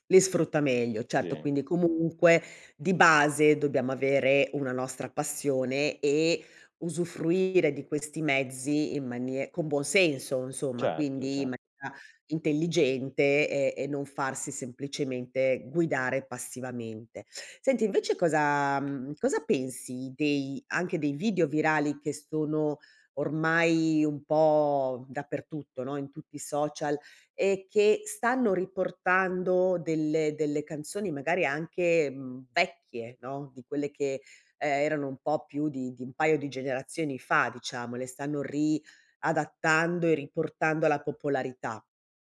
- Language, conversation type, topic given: Italian, podcast, Come i social hanno cambiato il modo in cui ascoltiamo la musica?
- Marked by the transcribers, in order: none